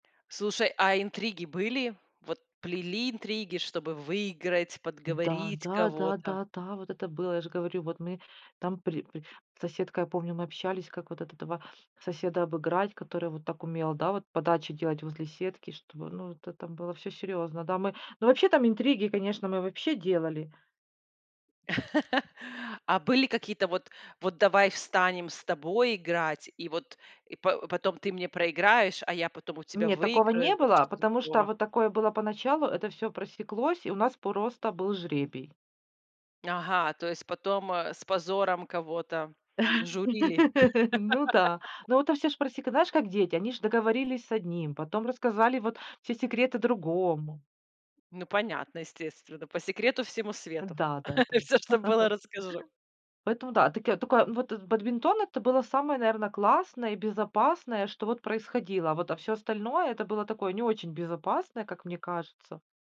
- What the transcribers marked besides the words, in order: tapping; chuckle; laugh; laugh; laugh; laughing while speaking: "Всё, что было, расскажу"; laugh
- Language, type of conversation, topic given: Russian, podcast, Чем ты любил заниматься на улице в детстве?